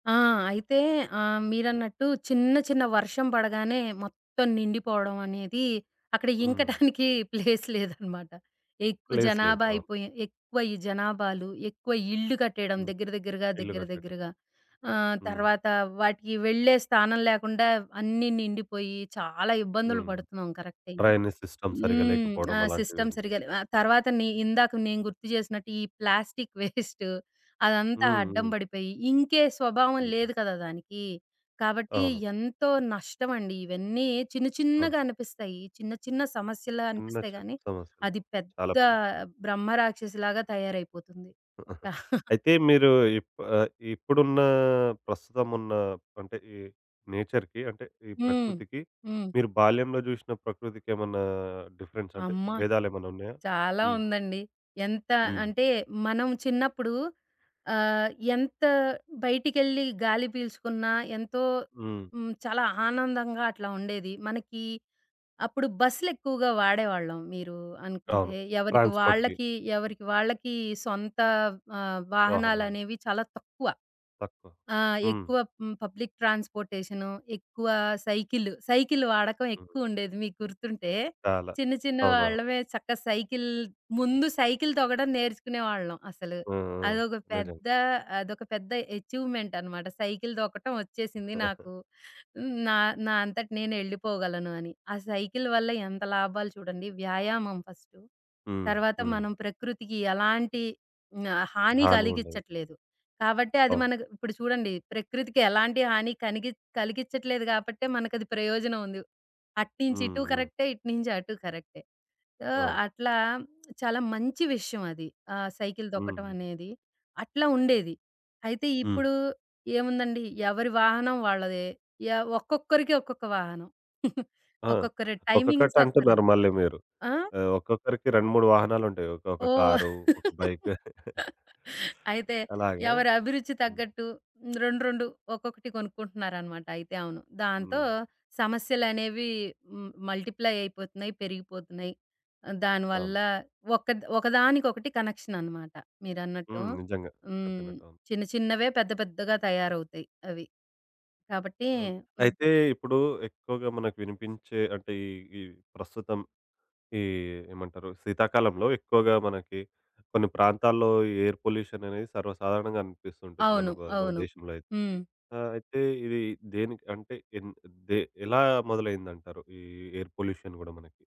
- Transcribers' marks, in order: laughing while speaking: "ప్లేస్ లేదనమాట"; in English: "ప్లేస్"; in English: "ప్లేస్"; in English: "డ్రైనేజ్ సిస్టమ్"; in English: "సిస్టమ్"; laughing while speaking: "వేస్ట్"; in English: "వేస్ట్"; giggle; chuckle; other background noise; in English: "నేచర్‌కి"; in English: "ట్రాన్స్‌పోర్ట్‌కి"; in English: "పబ్లిక్"; giggle; tapping; giggle; in English: "టైమింగ్స్"; laugh; chuckle; in English: "మల్టిప్లై"; in English: "ఎయిర్"; in English: "ఎయిర్ పొల్యూషన్"
- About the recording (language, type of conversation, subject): Telugu, podcast, ప్రకృతి నుంచి మీరు నేర్చుకున్న ముఖ్యమైన జీవిత పాఠం ఏమిటి?